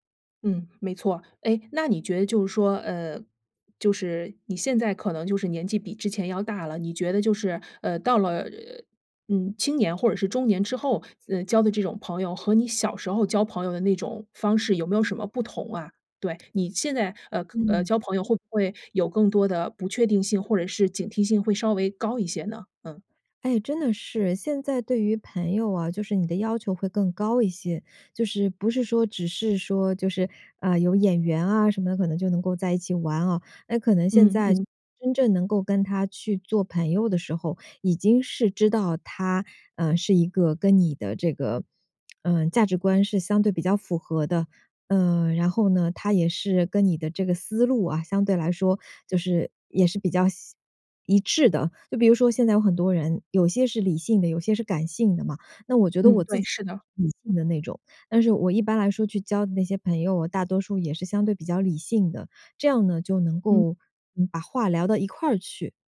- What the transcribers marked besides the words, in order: other background noise; lip smack; unintelligible speech
- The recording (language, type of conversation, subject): Chinese, podcast, 换到新城市后，你如何重新结交朋友？